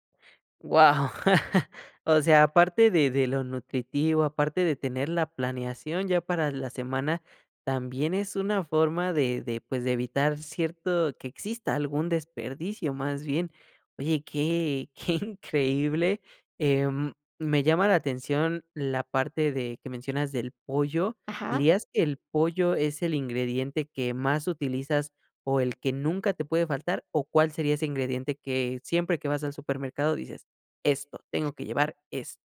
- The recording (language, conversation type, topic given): Spanish, podcast, ¿Cómo te organizas para comer más sano sin complicarte?
- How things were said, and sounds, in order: laugh; laughing while speaking: "qué increíble"; other background noise